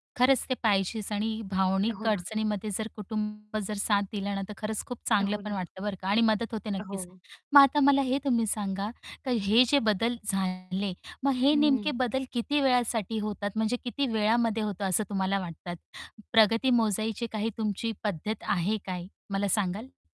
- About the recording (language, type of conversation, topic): Marathi, podcast, तुम्ही स्वतःला नव्याने घडवायला सुरुवात करताना सर्वप्रथम काय करता?
- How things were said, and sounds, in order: static; distorted speech; tapping